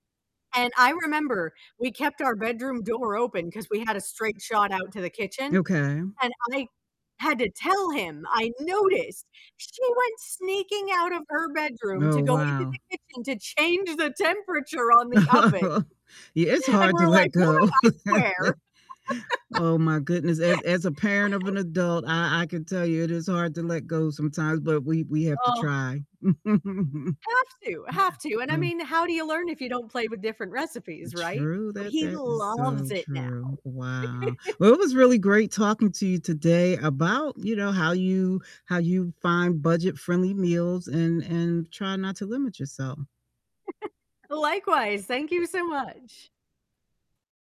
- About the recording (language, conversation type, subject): English, unstructured, How can you talk about budget-friendly eating without making it feel limiting?
- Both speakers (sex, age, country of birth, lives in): female, 40-44, United States, United States; female, 60-64, United States, United States
- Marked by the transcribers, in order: distorted speech; static; laugh; laugh; tapping; other background noise; laugh; laugh; stressed: "loves"; giggle; giggle